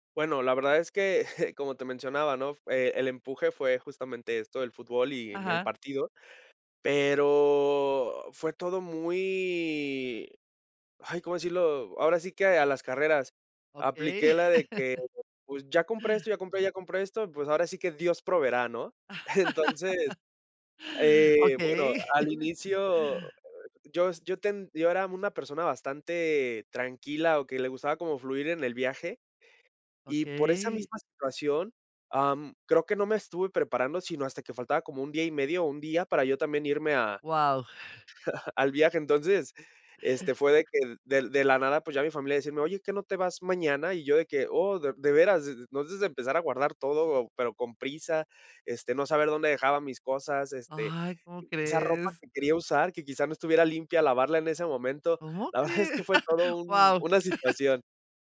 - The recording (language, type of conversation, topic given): Spanish, podcast, ¿Cuál fue tu primer viaje en solitario y cómo te sentiste?
- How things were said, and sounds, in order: chuckle; drawn out: "Pero"; drawn out: "muy"; laugh; chuckle; laugh; laugh; laugh; chuckle; laugh